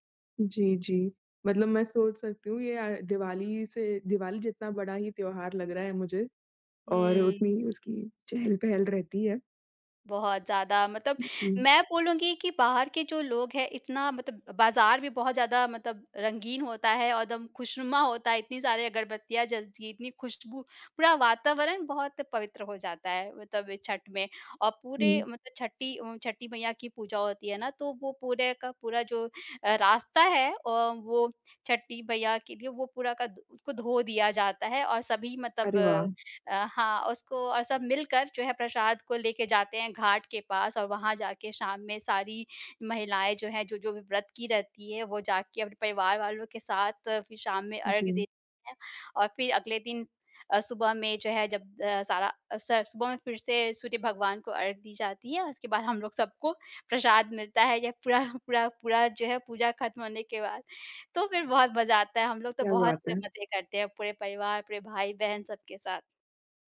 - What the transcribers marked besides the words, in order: tapping; laughing while speaking: "पूरा"
- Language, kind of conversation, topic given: Hindi, podcast, बचपन में आपके घर की कौन‑सी परंपरा का नाम आते ही आपको तुरंत याद आ जाती है?